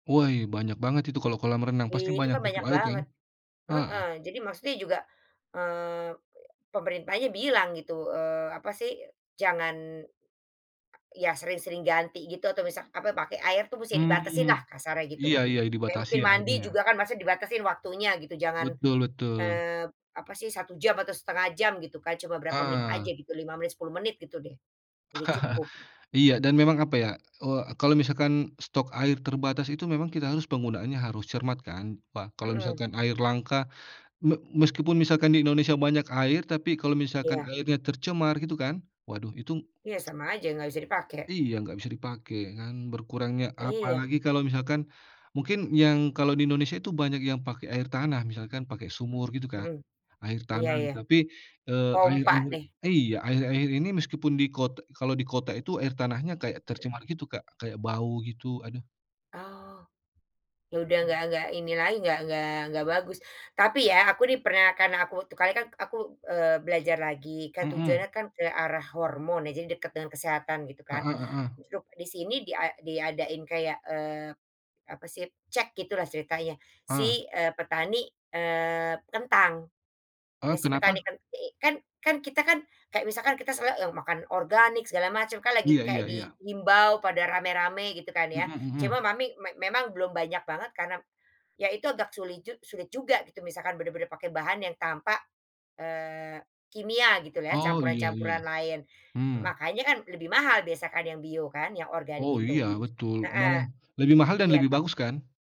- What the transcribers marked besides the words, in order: laugh; other background noise
- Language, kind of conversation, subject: Indonesian, unstructured, Apa yang membuatmu takut akan masa depan jika kita tidak menjaga alam?